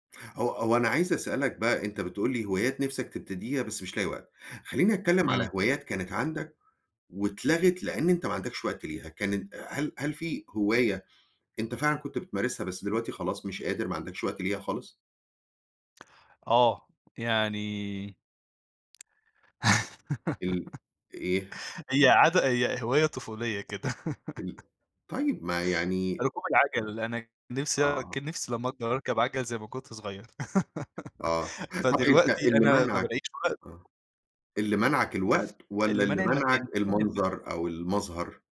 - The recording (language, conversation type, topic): Arabic, podcast, إزاي بتلاقي وقت لهواياتك وسط الشغل والالتزامات؟
- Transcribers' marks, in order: laugh; laugh; laugh; tapping; unintelligible speech